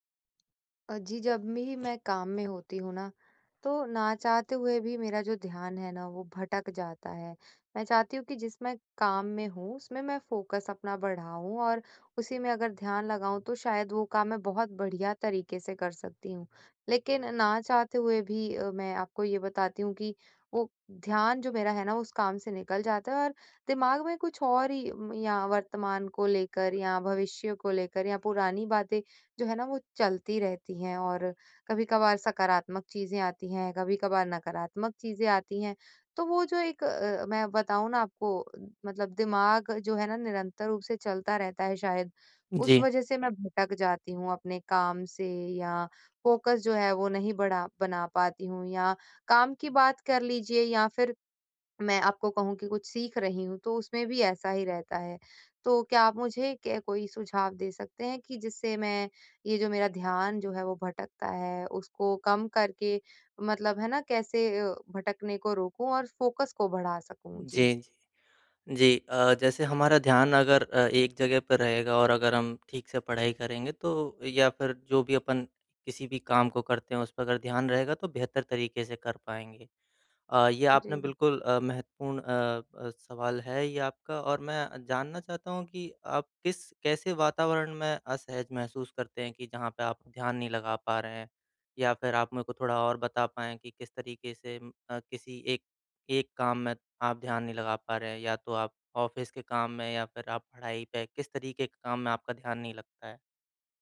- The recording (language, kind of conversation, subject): Hindi, advice, काम करते समय ध्यान भटकने से मैं खुद को कैसे रोकूँ और एकाग्रता कैसे बढ़ाऊँ?
- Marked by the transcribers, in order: other background noise; in English: "फ़ोकस"; in English: "फ़ोकस"; in English: "फ़ोकस"; in English: "ऑफ़िस"